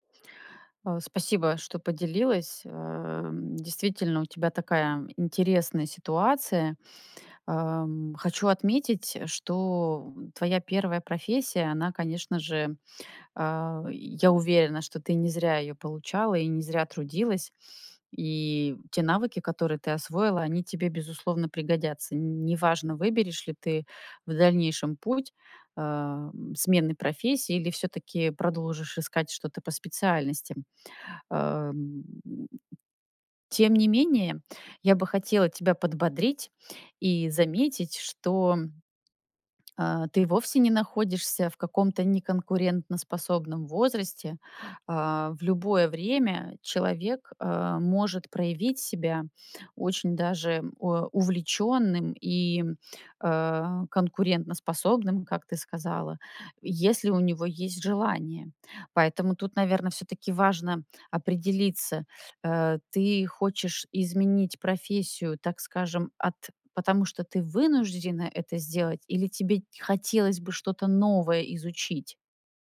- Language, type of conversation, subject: Russian, advice, Как вы планируете сменить карьеру или профессию в зрелом возрасте?
- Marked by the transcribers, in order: tapping; stressed: "вынуждена"